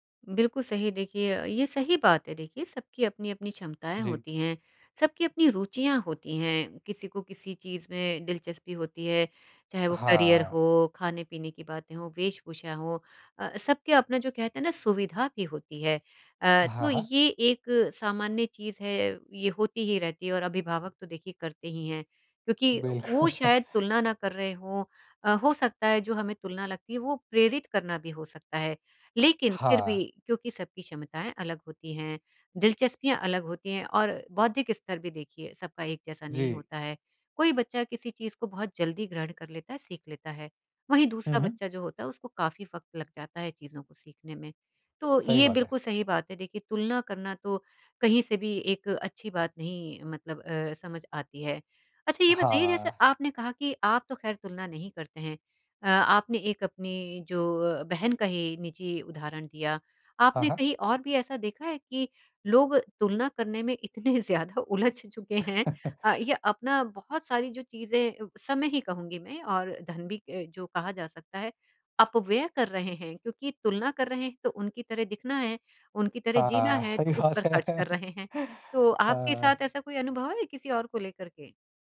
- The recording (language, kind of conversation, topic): Hindi, podcast, दूसरों से तुलना करने की आदत आपने कैसे छोड़ी?
- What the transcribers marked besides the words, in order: in English: "करियर"; chuckle; laughing while speaking: "इतने ज़्यादा उलझ चुके हैं"; chuckle; laughing while speaking: "सही बात है"; laugh